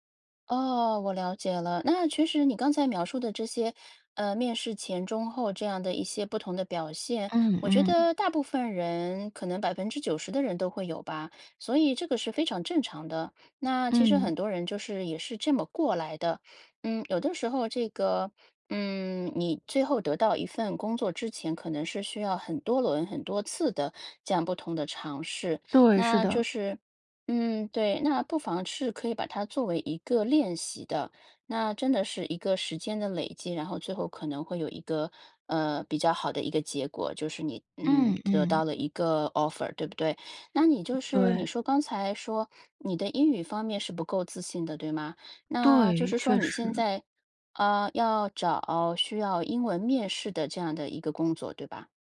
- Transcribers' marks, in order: tapping; in English: "offer"; other background noise
- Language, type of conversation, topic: Chinese, advice, 你在求职面试时通常会在哪个阶段感到焦虑，并会出现哪些具体感受或身体反应？